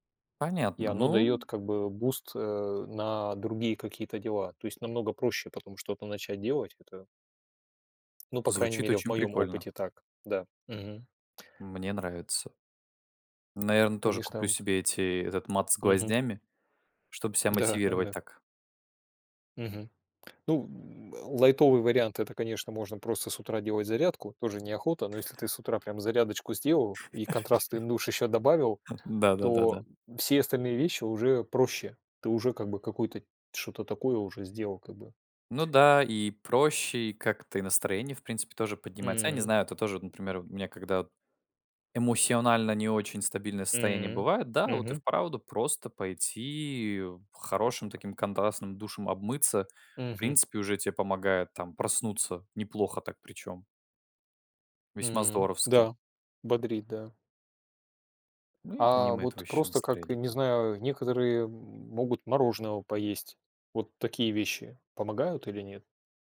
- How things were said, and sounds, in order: tapping; other background noise; chuckle; laugh; put-on voice: "эмоционально"
- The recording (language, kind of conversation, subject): Russian, unstructured, Что помогает вам поднять настроение в трудные моменты?